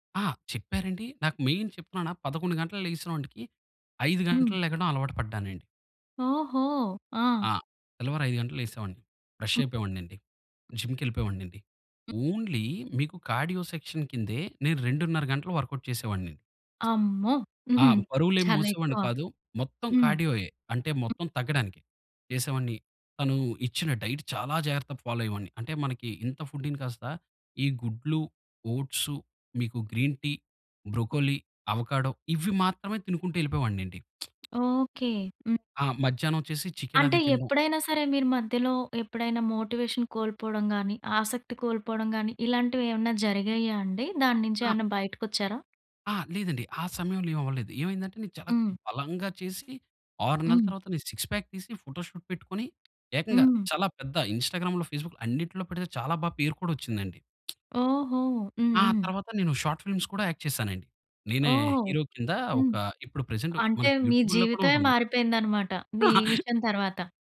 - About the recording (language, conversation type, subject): Telugu, podcast, ఆసక్తి తగ్గినప్పుడు మీరు మీ అలవాట్లను మళ్లీ ఎలా కొనసాగించగలిగారు?
- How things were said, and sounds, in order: in English: "మెయిన్"; in English: "ఫ్రెష్"; other background noise; in English: "ఓన్లీ"; in English: "కార్డియో సెక్షన్"; in English: "వర్కౌట్"; other noise; in English: "డైట్"; in English: "ఫాలో"; lip smack; tapping; in English: "మోటివేషన్"; in English: "సిక్స్ ప్యాక్"; in English: "ఫోటో షూట్"; in English: "ఇన్‌స్టా‌గ్రామ్‌లో, ఫేస్‌బుక్‌లో"; lip smack; in English: "షార్ట్ ఫిల్మ్స్"; in English: "యాక్ట్"; in English: "హీరో"; in English: "ప్రెజెంట్"; in English: "యూట్యూబ్‌లో"; chuckle